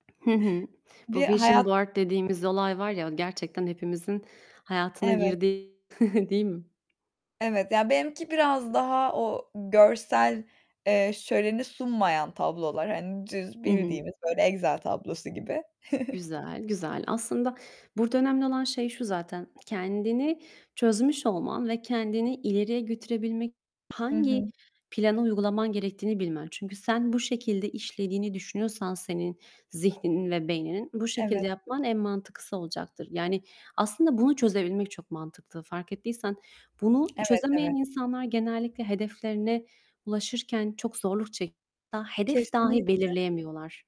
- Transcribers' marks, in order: other background noise; in English: "vision board"; distorted speech; chuckle; tapping; chuckle; unintelligible speech
- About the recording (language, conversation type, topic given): Turkish, unstructured, Anlık kararlar mı yoksa uzun vadeli planlar mı daha sağlıklı sonuçlar doğurur?
- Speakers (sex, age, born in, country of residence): female, 25-29, Turkey, Germany; female, 25-29, Turkey, Italy